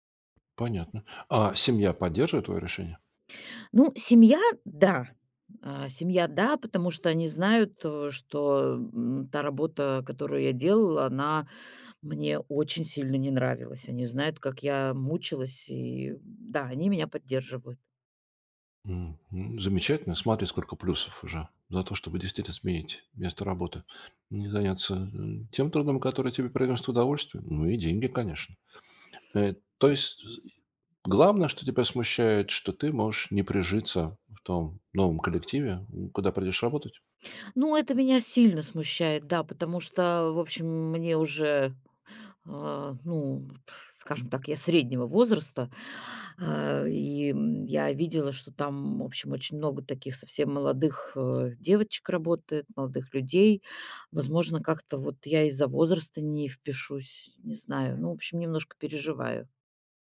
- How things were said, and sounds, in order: tapping
- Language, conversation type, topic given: Russian, advice, Как решиться сменить профессию в середине жизни?